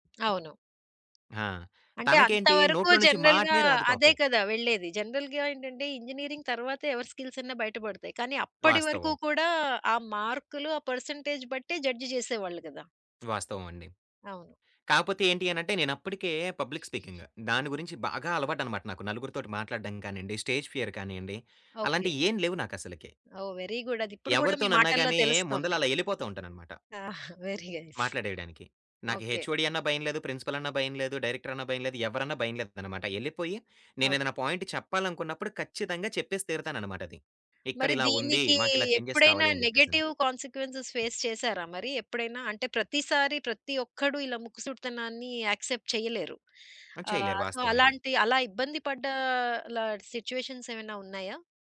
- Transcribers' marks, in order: in English: "జనరల్‌గా"; in English: "జనరల్‌గా"; in English: "ఇంజినీరింగ్"; in English: "స్కిల్స్"; in English: "పర్సెంటేజ్"; in English: "జడ్జ్"; in English: "పబ్లిక్ స్పీకింగ్"; other background noise; in English: "స్టేజ్ ఫియర్"; in English: "వెరీ గుడ్"; in English: "వెరీ"; in English: "హెచ్ఓడి"; in English: "ప్రిన్సిపల్"; in English: "డైరెక్టర్"; in English: "పాయింట్"; in English: "చేంజెస్"; in English: "నెగెటివ్ కాన్సీక్వెన్సెస్ ఫేస్"; in English: "యాక్సెప్ట్"; in English: "సో"; in English: "సిట్యుయేషన్స్"
- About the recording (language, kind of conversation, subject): Telugu, podcast, మీరు ఫ్లో స్థితిలోకి ఎలా ప్రవేశిస్తారు?